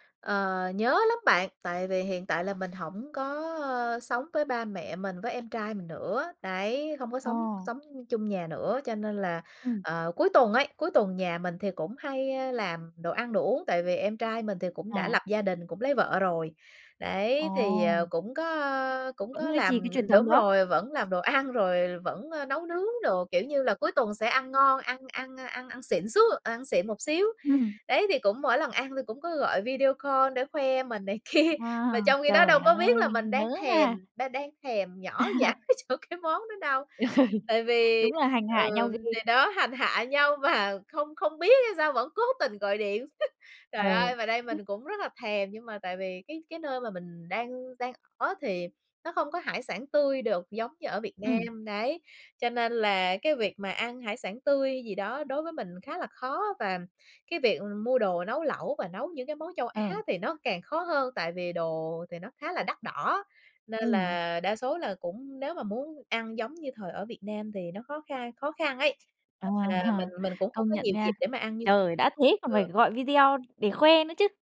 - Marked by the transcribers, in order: tapping; other background noise; laughing while speaking: "ăn"; in English: "call"; laughing while speaking: "này kia"; laugh; laughing while speaking: "chỗ cái món đó đâu"; laugh; laughing while speaking: "mà không không biết hay sao vẫn cố tình gọi điện"; laugh; unintelligible speech; laughing while speaking: "Ờ"
- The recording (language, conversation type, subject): Vietnamese, podcast, Bạn và gia đình có truyền thống ẩm thực nào đặc biệt không?